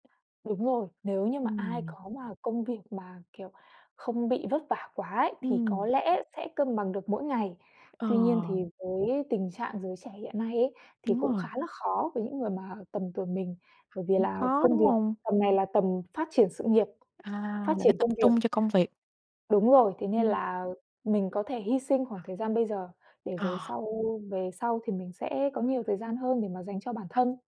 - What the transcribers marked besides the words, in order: tapping; other background noise
- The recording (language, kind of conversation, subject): Vietnamese, podcast, Bạn cân bằng giữa sở thích và công việc như thế nào?